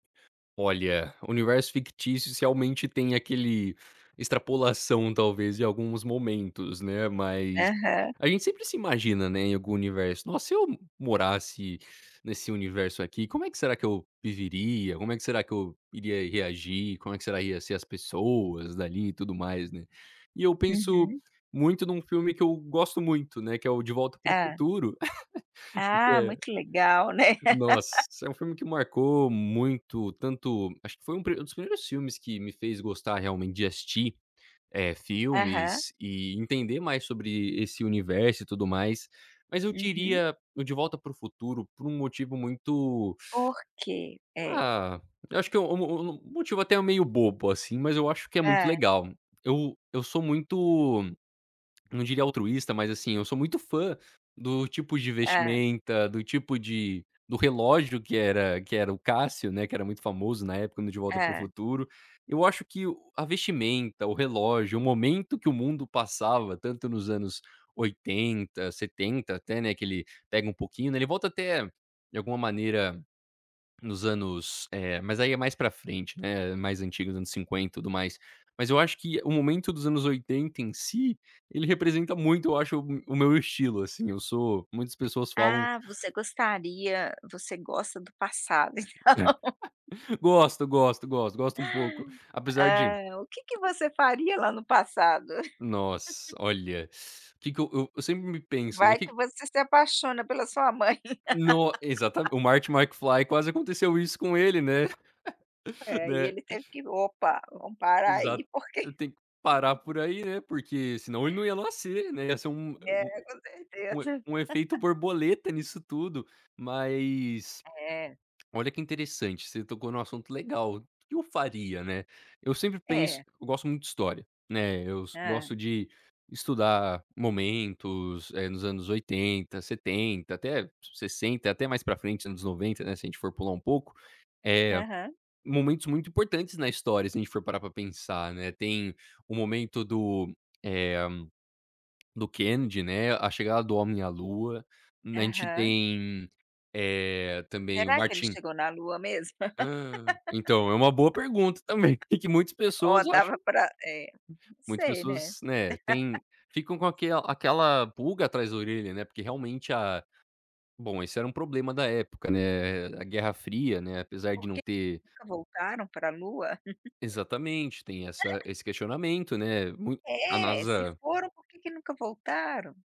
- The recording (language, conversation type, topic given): Portuguese, podcast, Em que universo fictício você gostaria de morar?
- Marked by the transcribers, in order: tapping; laugh; exhale; laughing while speaking: "então"; laugh; laugh; laugh; laugh; laugh; laugh; laugh; laugh; other noise